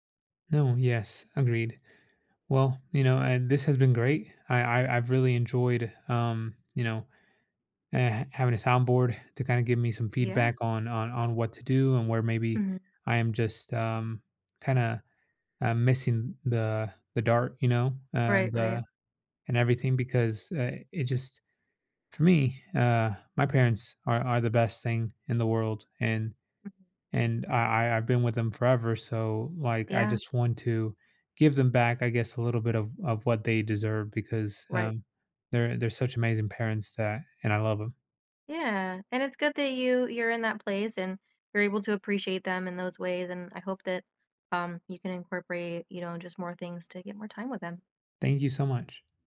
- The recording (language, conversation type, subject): English, advice, How can I cope with guilt about not visiting my aging parents as often as I'd like?
- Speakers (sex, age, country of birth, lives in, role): female, 30-34, United States, United States, advisor; male, 35-39, United States, United States, user
- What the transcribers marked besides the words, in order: other background noise